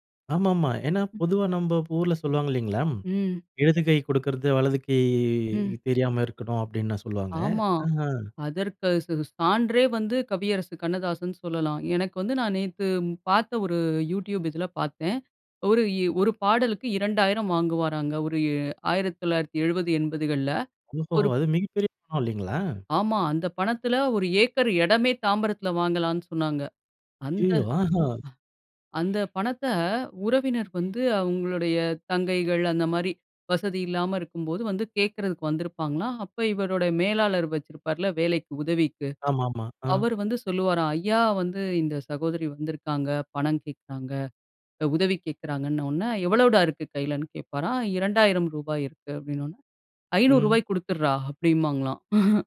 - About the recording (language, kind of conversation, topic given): Tamil, podcast, படம், பாடல் அல்லது ஒரு சம்பவம் மூலம் ஒரு புகழ்பெற்றவர் உங்கள் வாழ்க்கையை எப்படிப் பாதித்தார்?
- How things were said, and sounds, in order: drawn out: "கை"; surprised: "ஐயயோ! ஆஹா"; chuckle